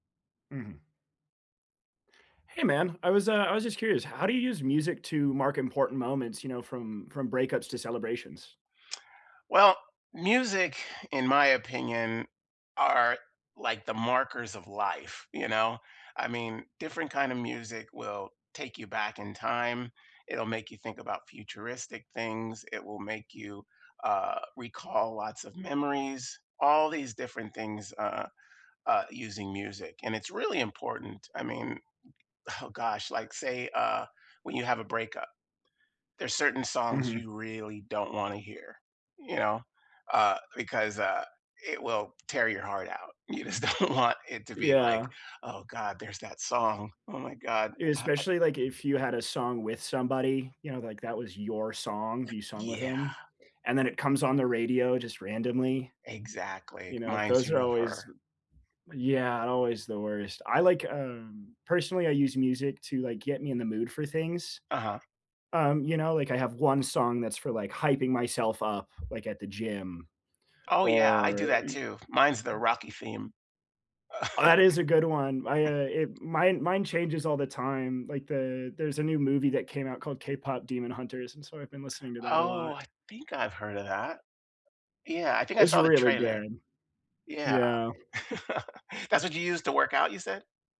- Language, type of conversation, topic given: English, unstructured, How should I use music to mark a breakup or celebration?
- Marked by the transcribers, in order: laughing while speaking: "You just don't want"; other background noise; stressed: "your"; chuckle; tapping; laugh